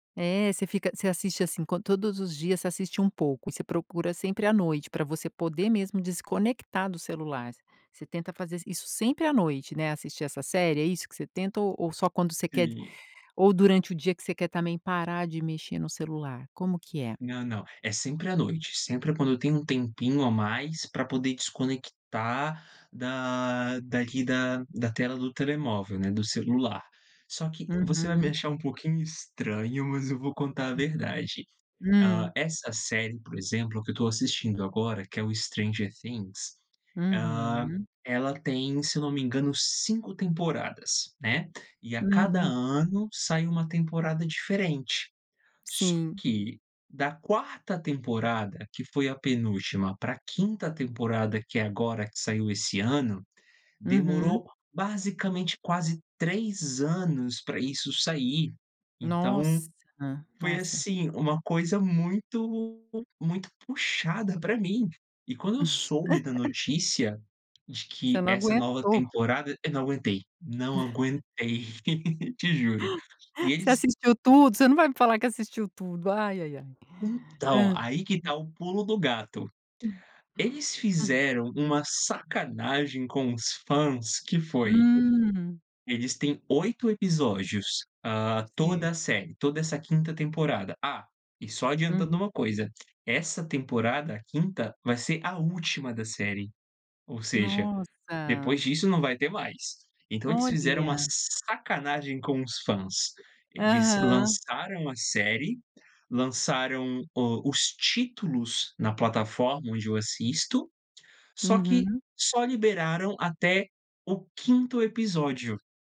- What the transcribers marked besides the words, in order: tapping; other noise; laugh; chuckle; laugh; chuckle
- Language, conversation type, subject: Portuguese, podcast, O que te ajuda a desconectar do celular no fim do dia?